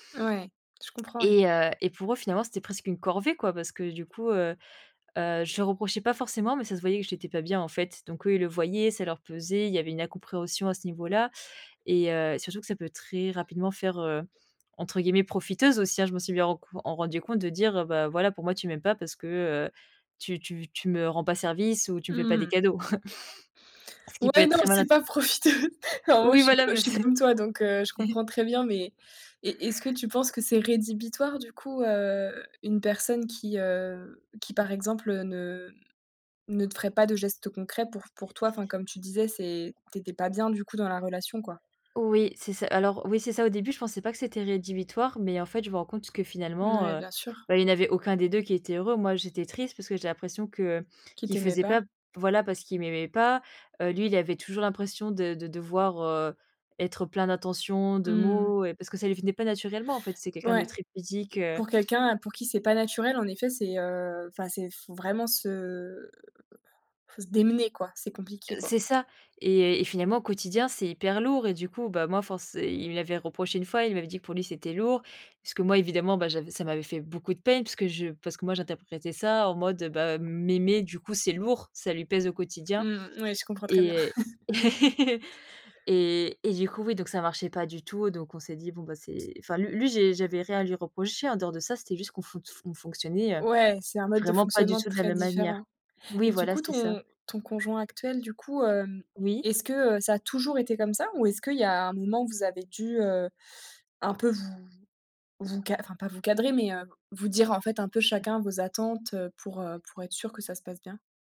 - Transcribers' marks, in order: stressed: "corvée"; chuckle; laughing while speaking: "c'est pas profiter"; tapping; laughing while speaking: "heu, oui, voilà mais c'est"; chuckle; laughing while speaking: "et"; stressed: "toujours"
- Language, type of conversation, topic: French, podcast, Préférez-vous des mots doux ou des gestes concrets à la maison ?